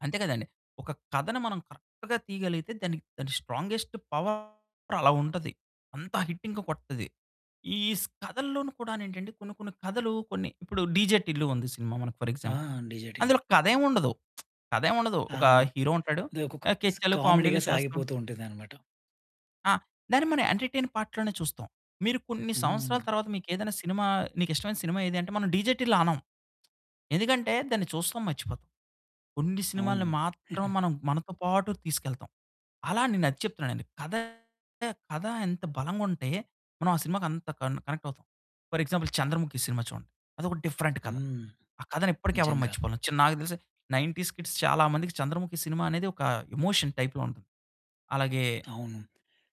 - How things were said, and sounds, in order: in English: "కరెక్ట్‌గా"; in English: "స్ట్రాంగెస్ట్ పవర్"; distorted speech; in English: "హిట్"; in English: "ఫర్ ఎగ్జాంపుల్"; lip smack; other background noise; in English: "హీరో"; in English: "కామెడీగా"; in English: "ఎంటర్టైన్ పార్ట్"; giggle; in English: "ఫర్ ఎగ్జాంపుల్"; in English: "డిఫరెంట్"; in English: "నైన్టీస్ కిడ్స్"; in English: "ఎమోషన్ టైప్‌లో"
- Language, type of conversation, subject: Telugu, podcast, కథను ఆకట్టుకునే ప్రధాన అంశాలు సాధారణంగా ఏవి?